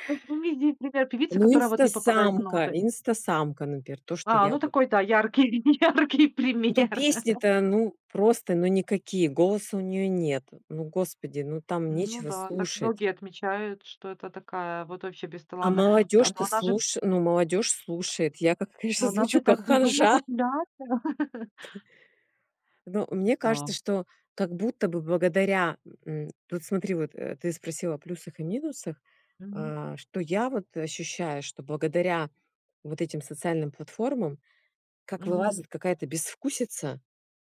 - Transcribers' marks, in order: "например" said as "напер"; laughing while speaking: "яркий, яркий пример"; laughing while speaking: "популярна"
- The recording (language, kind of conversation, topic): Russian, podcast, Насколько сильно соцсети формируют новый музыкальный вкус?